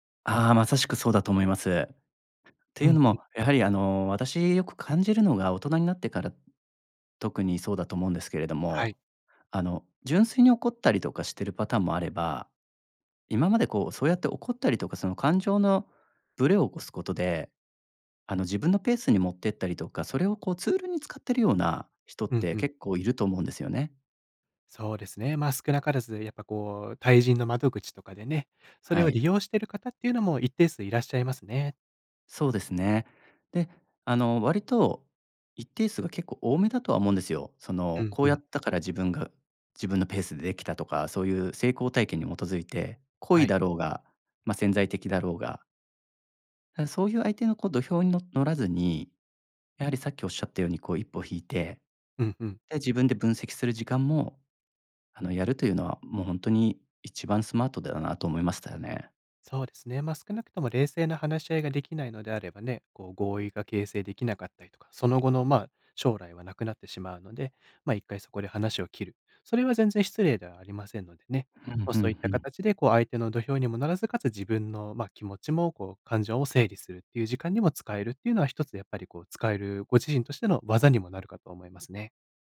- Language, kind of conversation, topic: Japanese, advice, 誤解で相手に怒られたとき、どう説明して和解すればよいですか？
- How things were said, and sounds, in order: other background noise